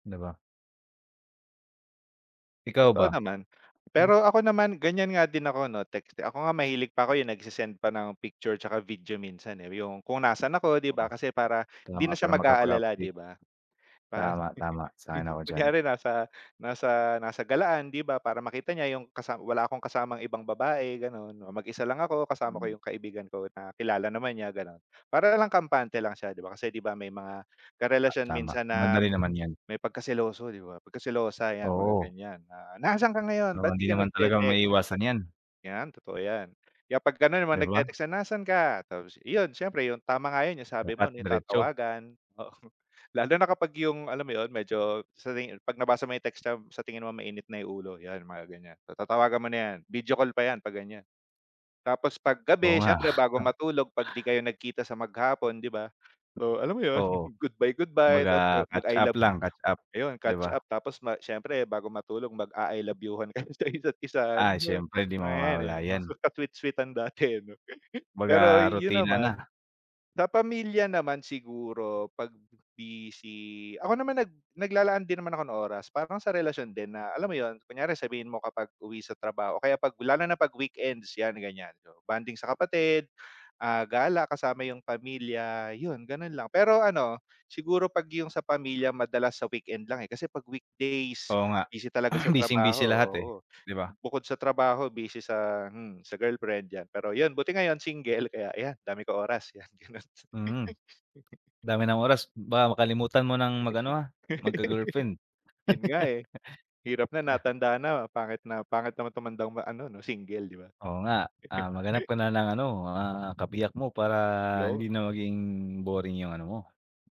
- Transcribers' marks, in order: tapping; other noise; other background noise; chuckle; chuckle; laughing while speaking: "kayo sa isa't isa"; chuckle; throat clearing; chuckle; chuckle; chuckle
- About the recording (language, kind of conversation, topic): Filipino, unstructured, Paano mo ipinapakita ang pagmamahal sa isang relasyon?